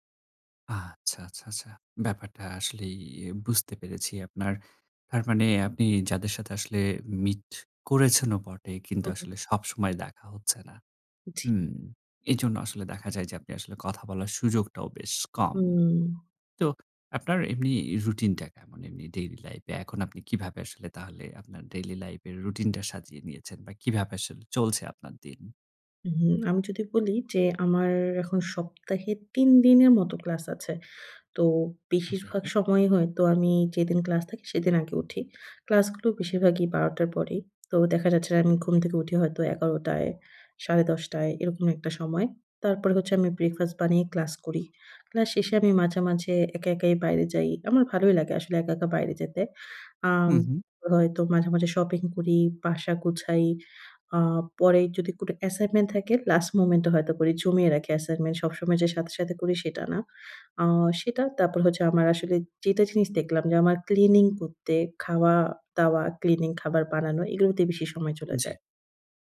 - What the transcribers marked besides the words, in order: none
- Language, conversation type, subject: Bengali, advice, নতুন শহরে স্থানান্তর করার পর আপনার দৈনন্দিন রুটিন ও সম্পর্ক কীভাবে বদলে গেছে?